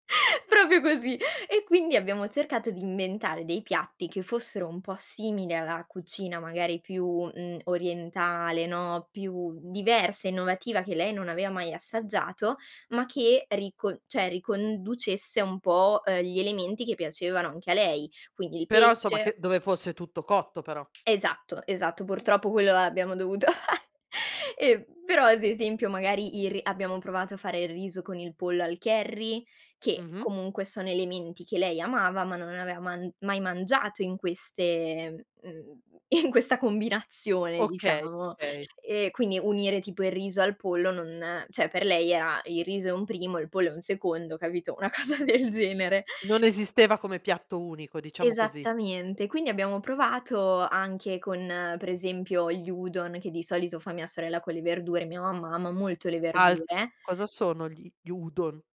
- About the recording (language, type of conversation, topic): Italian, podcast, Come fa la tua famiglia a mettere insieme tradizione e novità in cucina?
- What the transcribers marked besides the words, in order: chuckle; laughing while speaking: "Proprio così"; "cioè" said as "ceh"; tapping; chuckle; "ad" said as "as"; laughing while speaking: "in questa"; "cioè" said as "ceh"; laughing while speaking: "Una cosa del genere"; other background noise